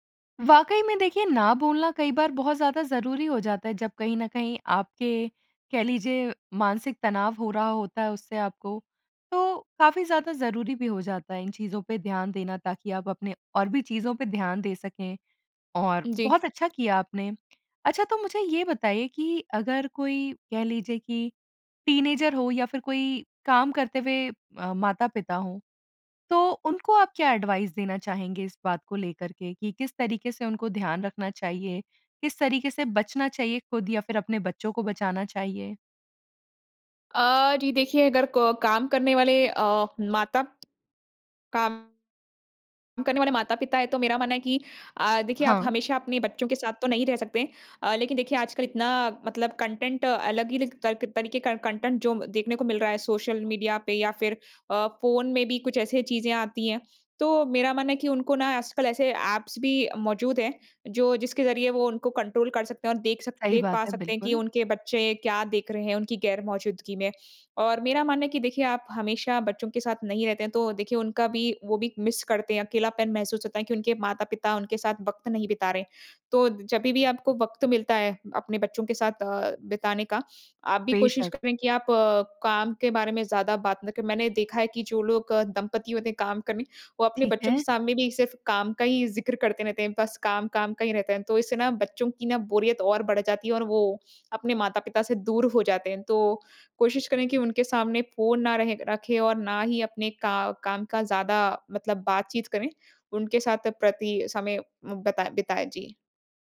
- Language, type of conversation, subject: Hindi, podcast, आप फ़ोन या सोशल मीडिया से अपना ध्यान भटकने से कैसे रोकते हैं?
- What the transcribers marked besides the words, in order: other background noise; in English: "टीनएजर"; in English: "एडवाइस"; in English: "कंटेंट"; in English: "कंटेंट"; in English: "ऐप्स"; in English: "कंट्रोल"; in English: "मिस"; "जब" said as "जभी"